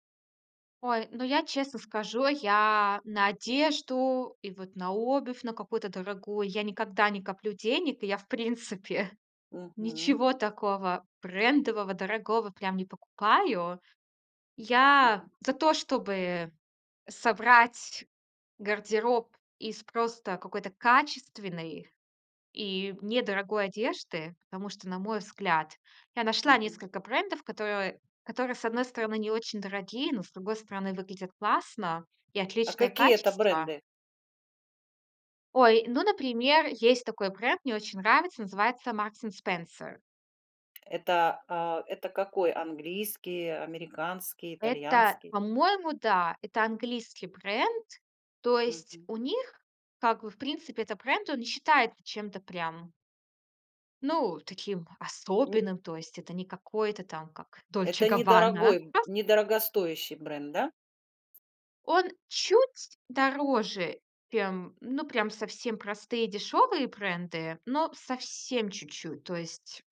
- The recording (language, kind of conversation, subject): Russian, podcast, Как выбирать одежду, чтобы она повышала самооценку?
- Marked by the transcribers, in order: tapping